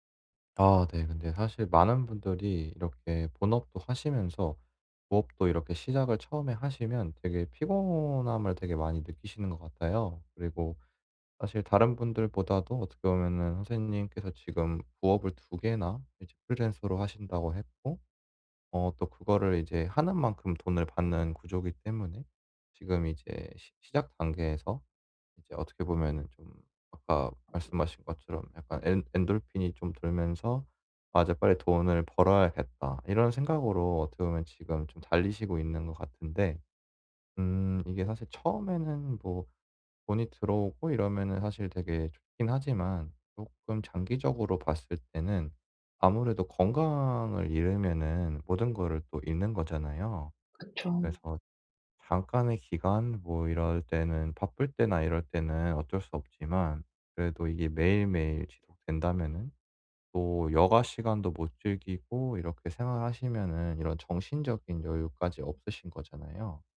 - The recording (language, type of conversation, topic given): Korean, advice, 시간이 부족해 여가를 즐기기 어려울 때는 어떻게 하면 좋을까요?
- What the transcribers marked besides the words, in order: other background noise